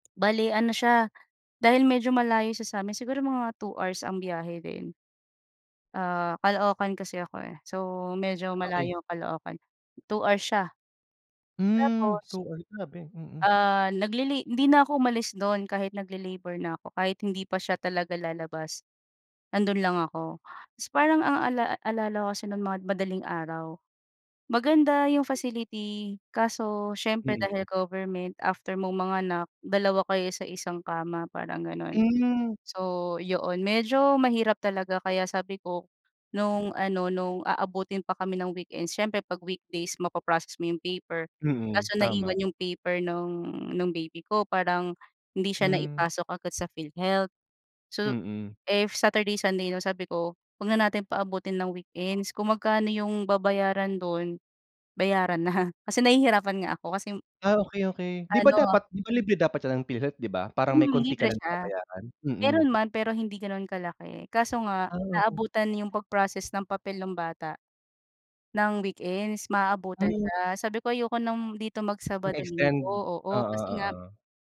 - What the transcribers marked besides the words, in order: gasp; in English: "if Saturday, Sunday"; laughing while speaking: "na"
- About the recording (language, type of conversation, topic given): Filipino, unstructured, Ano ang pinakamasayang sandaling naaalala mo?